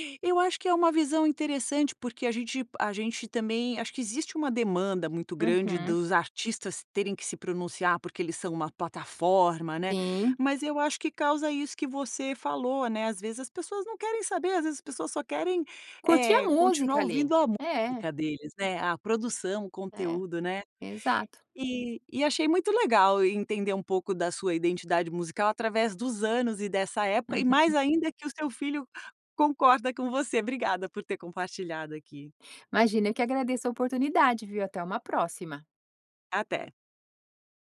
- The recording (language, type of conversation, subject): Portuguese, podcast, Que artistas você considera parte da sua identidade musical?
- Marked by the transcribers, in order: none